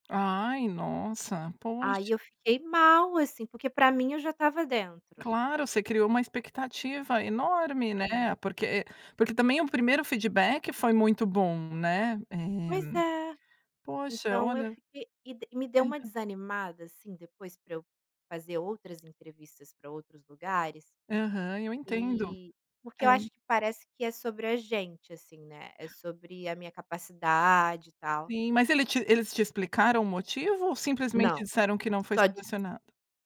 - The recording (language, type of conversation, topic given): Portuguese, advice, Como você se sentiu após receber uma rejeição em uma entrevista importante?
- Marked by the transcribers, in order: tapping